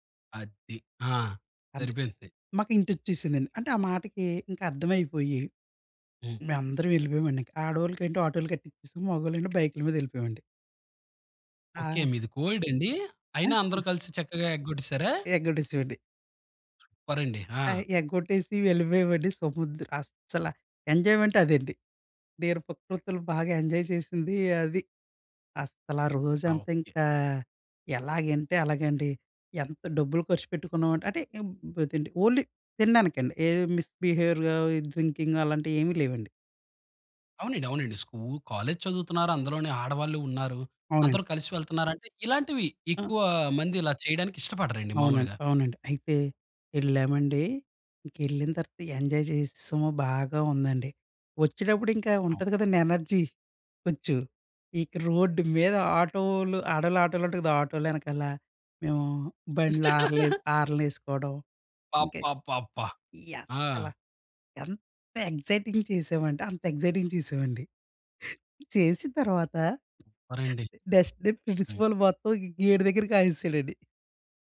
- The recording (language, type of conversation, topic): Telugu, podcast, ప్రకృతిలో మీరు అనుభవించిన అద్భుతమైన క్షణం ఏమిటి?
- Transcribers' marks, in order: joyful: "ఆహ్, ఎగ్గొట్టేసి వెళ్ళిపోయేవండి. సముద్ర అస్సల … ఇంక, ఎలాగంటే అలాగండి"; in English: "ఎంజాయ్మెంట్"; in English: "ఎంజాయ్"; unintelligible speech; in English: "ఓన్లీ"; in English: "మిస్ బిహేవియర్‌గా"; in English: "డ్రింకింగ్"; in English: "కాలేజ్"; in English: "ఎనర్జీ"; joyful: "ఇక రోడ్డు మీద ఆటోలు, ఆడోల్ల … గేటు దగ్గర కాయిసాడండి"; laugh; in English: "ఎక్సైటింగ్"; in English: "ఎక్సైటింగ్"; laughing while speaking: "చేసిన తర్వాత నెక్స్ట్‌డే, ప్రిన్సిపాల్ మొత్తం గేటు దగ్గర కాయిసాడండి"; in English: "నెక్స్ట్‌డే, ప్రిన్సిపాల్"